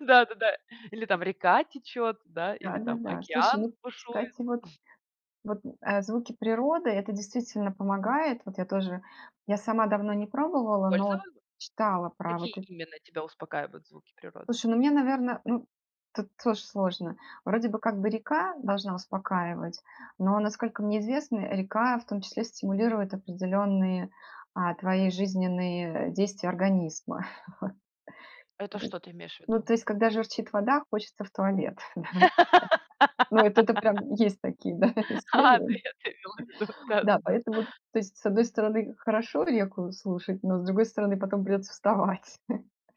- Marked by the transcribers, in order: other noise; tapping; chuckle; laughing while speaking: "Вот"; laughing while speaking: "давай"; laugh; laughing while speaking: "да, исследования"; laughing while speaking: "А, ты это имела в виду, да-да-да"; laughing while speaking: "вставать"
- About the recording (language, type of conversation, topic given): Russian, podcast, Что помогает тебе лучше спать, когда тревога мешает?